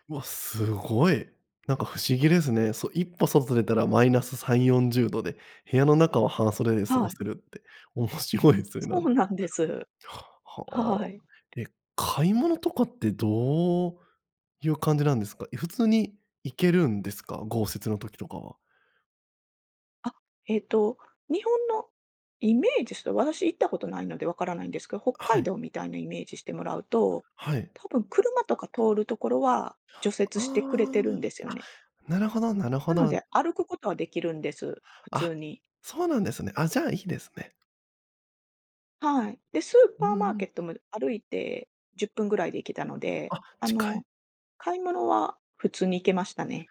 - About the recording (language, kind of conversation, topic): Japanese, podcast, ひとり旅で一番忘れられない体験は何でしたか？
- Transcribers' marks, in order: tapping